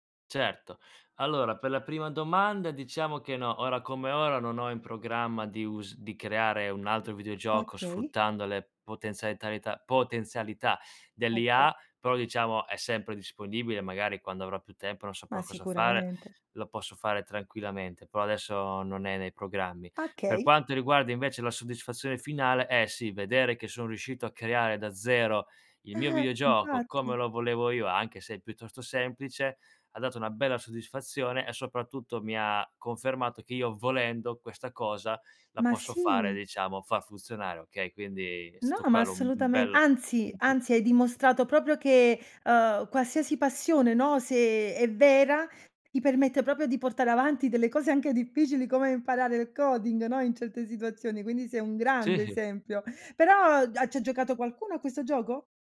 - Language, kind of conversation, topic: Italian, podcast, Qual è stato il progetto più soddisfacente che hai realizzato?
- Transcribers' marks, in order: "però" said as "prò"; "Okay" said as "achey"; laughing while speaking: "come imparare il coding, no … un grande esempio"; laughing while speaking: "Sì"; other background noise